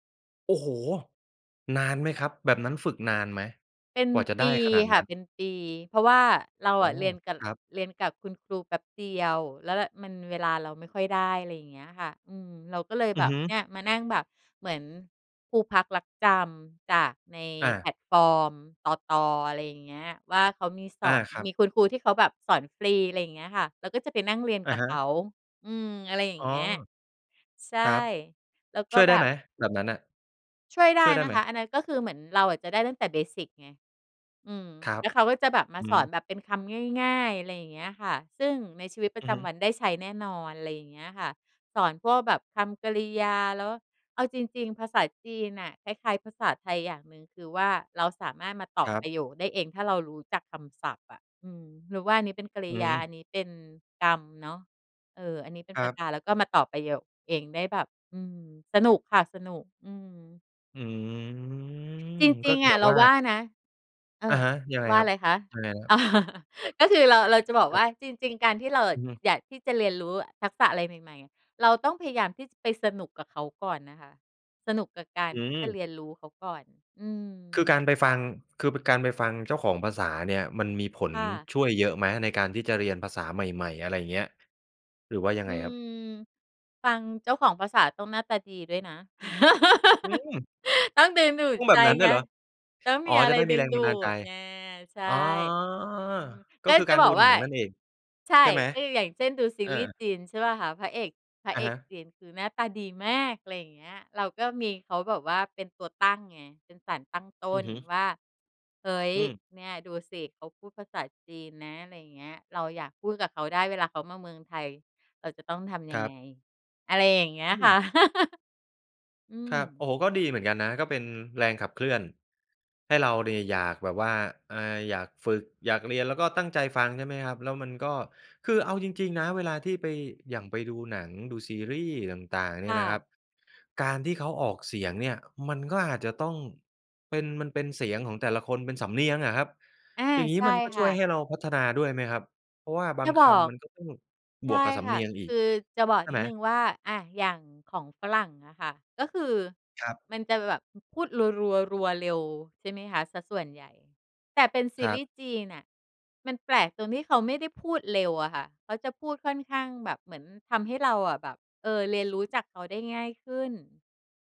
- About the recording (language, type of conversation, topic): Thai, podcast, ถ้าอยากเริ่มเรียนทักษะใหม่ตอนโต ควรเริ่มอย่างไรดี?
- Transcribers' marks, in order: other background noise; in English: "เบสิก"; drawn out: "อืม"; chuckle; laugh; stressed: "อืม"; drawn out: "อ๋อ"; laugh